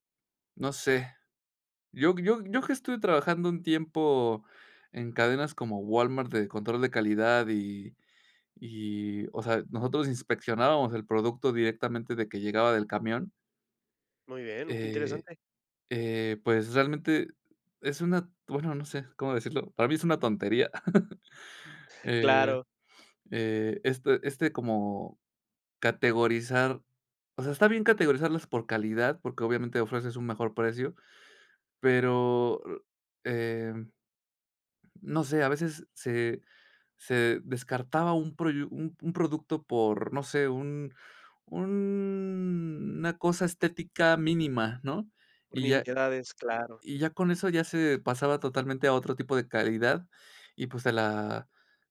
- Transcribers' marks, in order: chuckle; other noise; drawn out: "una"
- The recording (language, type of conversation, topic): Spanish, podcast, ¿Qué opinas sobre comprar directo al productor?